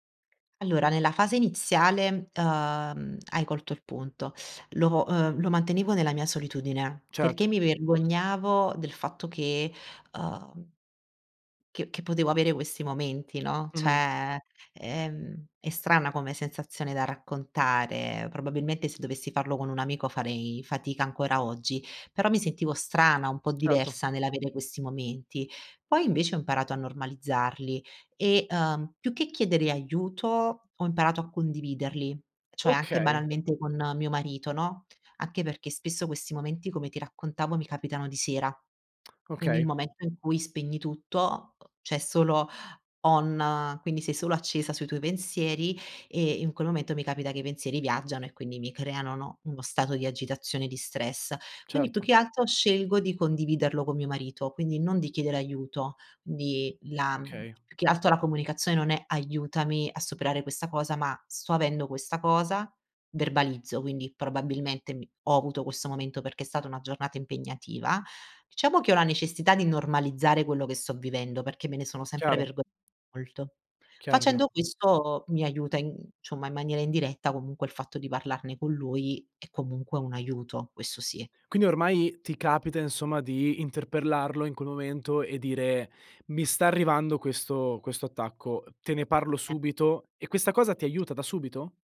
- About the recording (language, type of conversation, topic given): Italian, podcast, Come gestisci lo stress quando ti assale improvviso?
- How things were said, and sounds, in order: "cioè" said as "ceh"; in English: "on"; "quindi" said as "indi"; "altro" said as "alto"; unintelligible speech; other background noise; "interpellarlo" said as "interperlarlo"